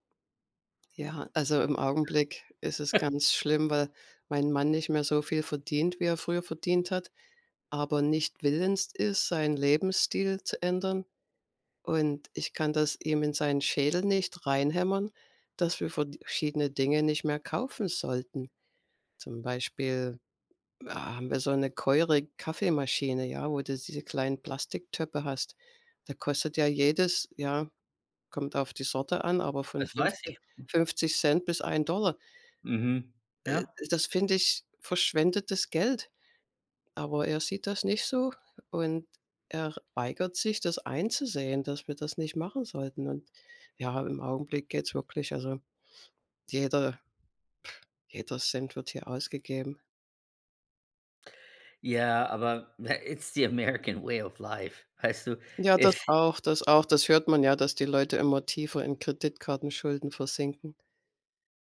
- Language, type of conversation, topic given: German, unstructured, Wie sparst du am liebsten Geld?
- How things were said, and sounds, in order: chuckle; "teure" said as "keure"; unintelligible speech; other noise; in English: "it's the American Way of life"